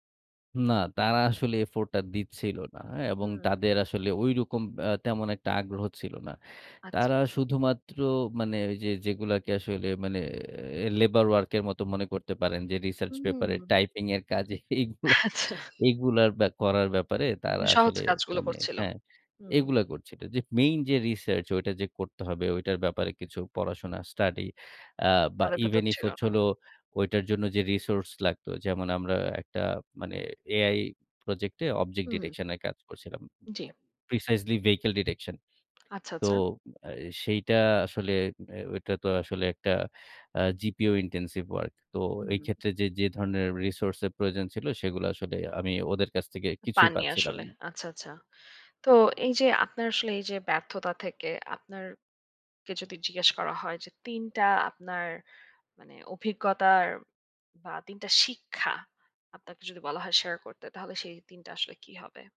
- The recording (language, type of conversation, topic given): Bengali, podcast, শেখার পথে কোনো বড় ব্যর্থতা থেকে তুমি কী শিখেছ?
- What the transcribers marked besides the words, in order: other background noise; laughing while speaking: "কাজে এইগুলা, এগুলার"; laughing while speaking: "আচ্ছা"; in English: "object detection"; in English: "precisely vehicle detection"; tapping; in English: "gpu intensive work"; unintelligible speech